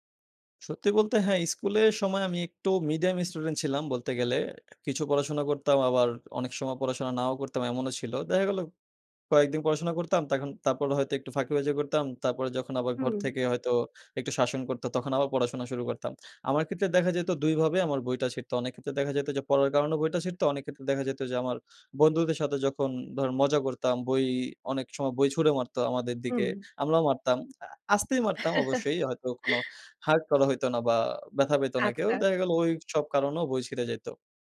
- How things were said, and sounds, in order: in English: "hurt"
- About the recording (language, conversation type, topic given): Bengali, podcast, পরীক্ষার চাপের মধ্যে তুমি কীভাবে সামলে থাকো?